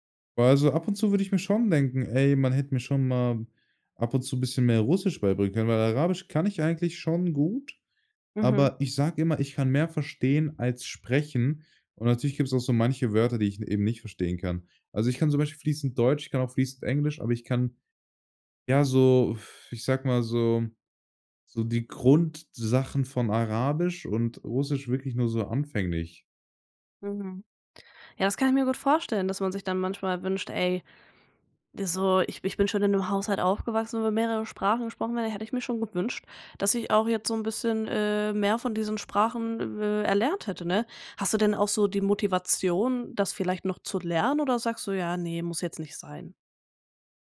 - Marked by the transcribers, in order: none
- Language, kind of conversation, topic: German, podcast, Wie gehst du mit dem Sprachwechsel in deiner Familie um?